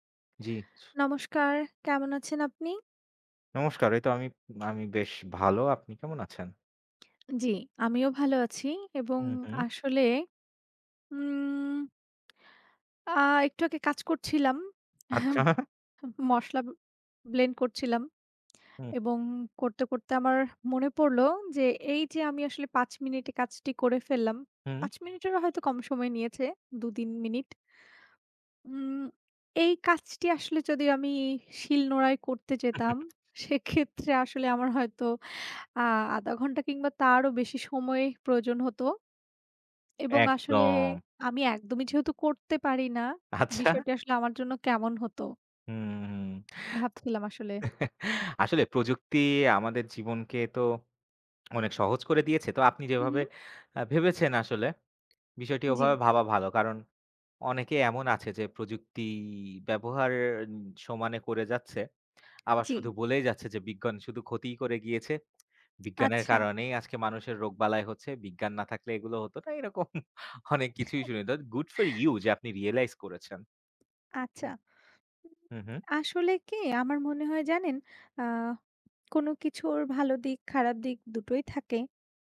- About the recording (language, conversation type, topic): Bengali, unstructured, তোমার জীবনে প্রযুক্তি কী ধরনের সুবিধা এনে দিয়েছে?
- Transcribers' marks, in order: tapping; "আমি" said as "নামি"; scoff; chuckle; scoff; scoff; chuckle; lip smack; drawn out: "প্রযুক্তি"; scoff; laughing while speaking: "অনেক কিছুই শুনি"; chuckle; in English: "good for you"